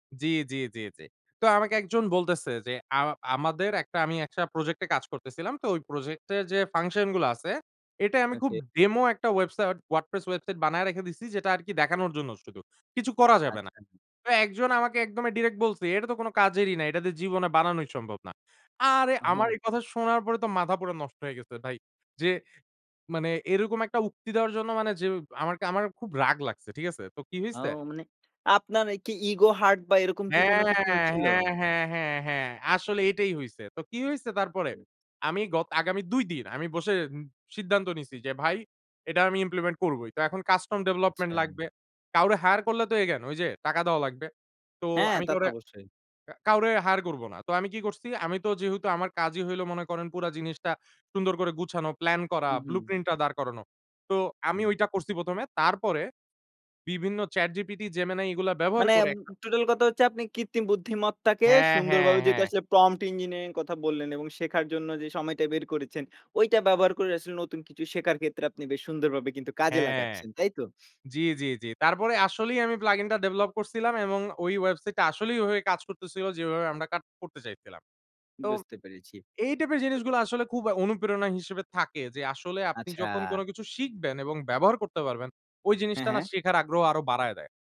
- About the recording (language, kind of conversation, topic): Bengali, podcast, ব্যস্ত জীবনে আপনি শেখার জন্য সময় কীভাবে বের করেন?
- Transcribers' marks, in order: "ওয়েবসাইট" said as "ওয়েবসাট"; other background noise; in English: "কাস্টম ডেভেলপমেন্ট"; unintelligible speech; in English: "প্রমট ইঞ্জিনিয়ারিং"; drawn out: "আচ্ছা"